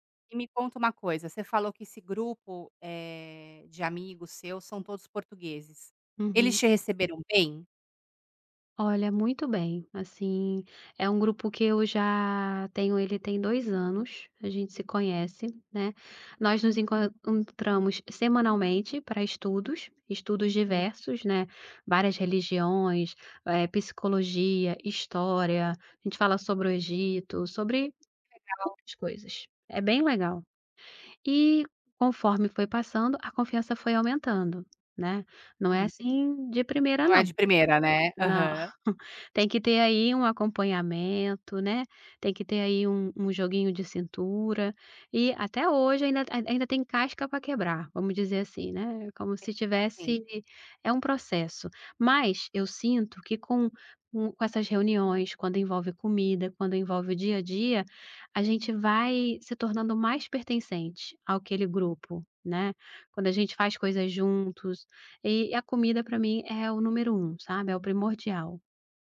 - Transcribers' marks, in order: tapping; unintelligible speech; chuckle
- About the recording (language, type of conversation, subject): Portuguese, podcast, Como a comida influencia a sensação de pertencimento?